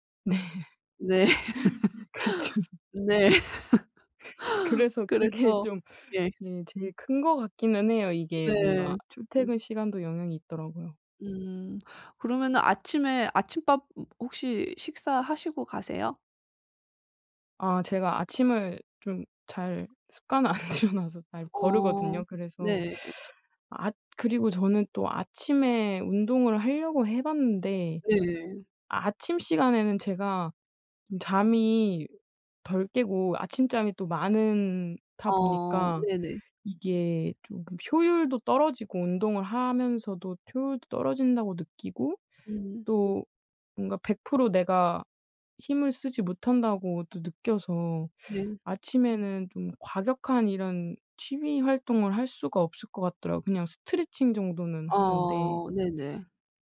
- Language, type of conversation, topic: Korean, advice, 시간 관리를 하면서 일과 취미를 어떻게 잘 병행할 수 있을까요?
- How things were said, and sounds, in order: laughing while speaking: "네. 그쵸. 그래서 그게 좀"; laugh; laughing while speaking: "안 들여 놔서"; other background noise